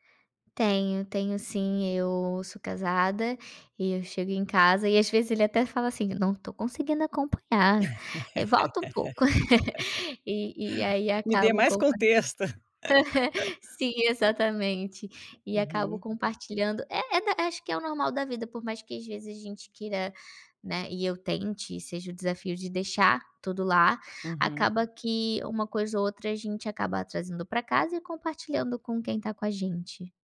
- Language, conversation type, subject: Portuguese, podcast, Como você cria limites entre o trabalho e a vida pessoal quando trabalha em casa?
- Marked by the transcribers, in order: laugh; tapping; chuckle; laughing while speaking: "Me dê mais contexto"; other background noise